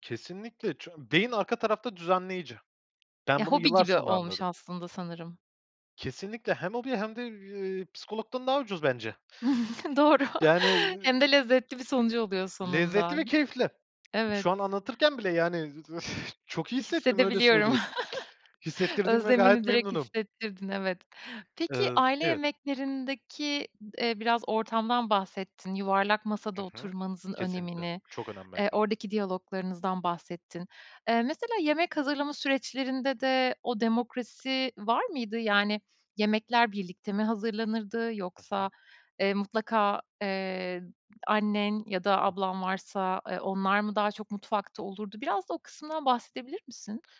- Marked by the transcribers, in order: tapping; snort; laughing while speaking: "Doğru"; lip smack; chuckle; chuckle; other noise; unintelligible speech
- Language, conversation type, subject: Turkish, podcast, Aile yemekleri kimliğini nasıl etkiledi sence?